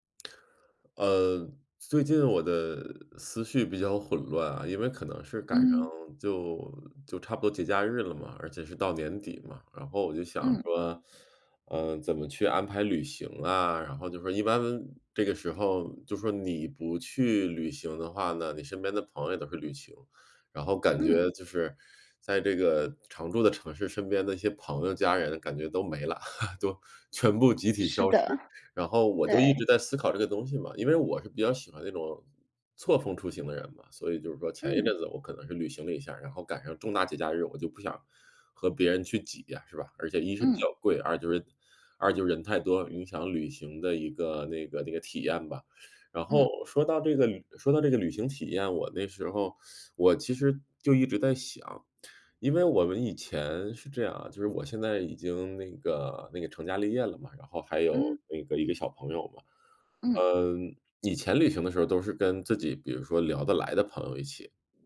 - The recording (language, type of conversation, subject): Chinese, advice, 旅行时我很紧张，怎样才能减轻旅行压力和焦虑？
- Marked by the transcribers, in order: chuckle